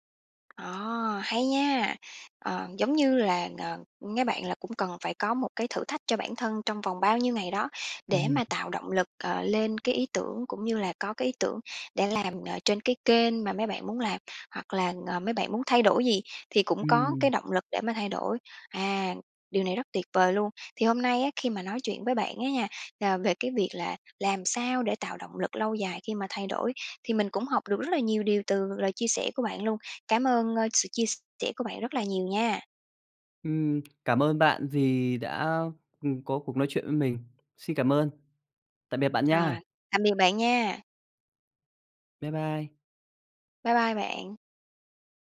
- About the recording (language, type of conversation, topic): Vietnamese, podcast, Bạn làm thế nào để duy trì động lực lâu dài khi muốn thay đổi?
- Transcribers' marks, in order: tapping; other background noise